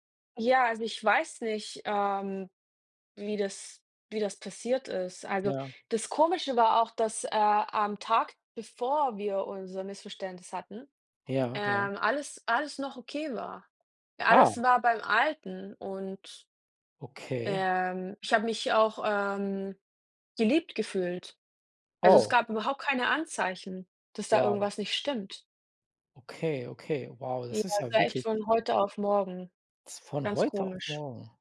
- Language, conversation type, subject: German, unstructured, Wie möchtest du deine Kommunikationsfähigkeiten verbessern?
- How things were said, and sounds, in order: surprised: "Ah"; surprised: "Oh"